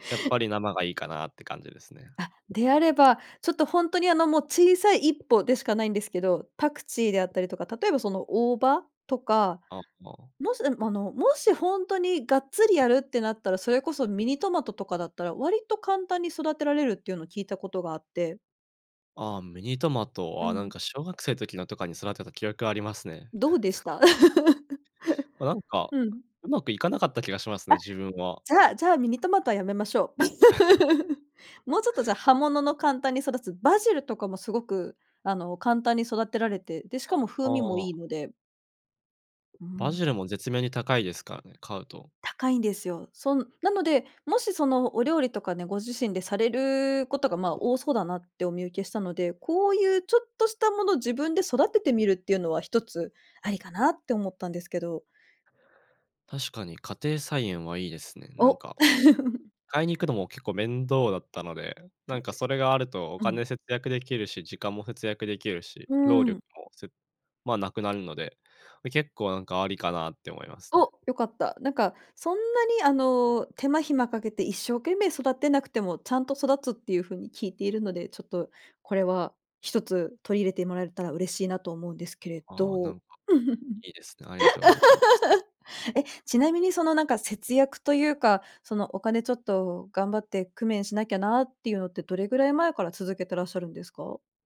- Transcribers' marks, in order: other background noise; laugh; chuckle; laugh; chuckle; laugh; other noise
- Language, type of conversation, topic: Japanese, advice, 節約しすぎて生活の楽しみが減ってしまったのはなぜですか？